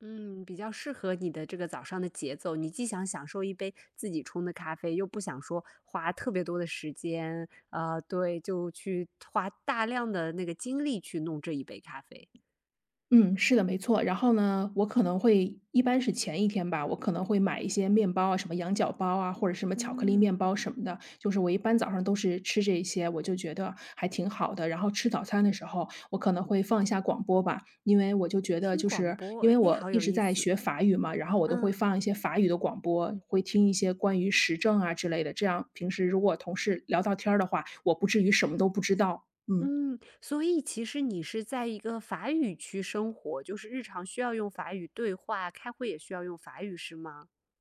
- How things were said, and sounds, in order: other background noise
- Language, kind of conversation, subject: Chinese, podcast, 你早上通常是怎么开始新一天的？